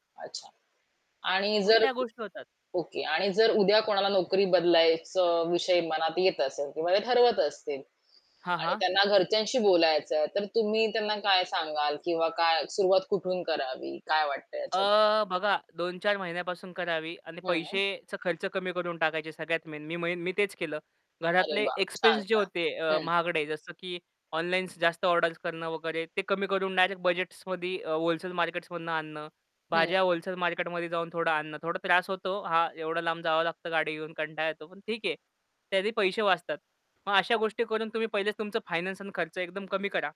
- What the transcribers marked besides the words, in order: static; in English: "मेन"; in English: "एक्सपेन्स"
- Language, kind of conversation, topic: Marathi, podcast, नोकरी सोडताना किंवा बदलताना तुम्ही कुटुंबाशी कसे बोलता?